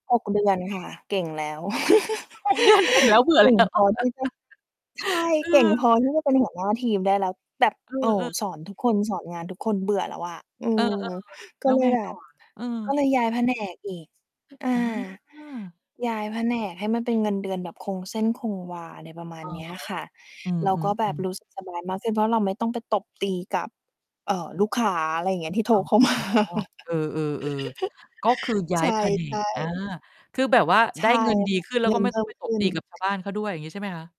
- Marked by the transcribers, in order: laugh; laughing while speaking: "หก เดือน เก่งแล้วเบื่อแล้ว"; laugh; distorted speech; other noise; mechanical hum; laughing while speaking: "มา"; laugh
- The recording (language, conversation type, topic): Thai, podcast, คุณให้ความสำคัญกับเงินหรือความหมายของงานมากกว่ากัน?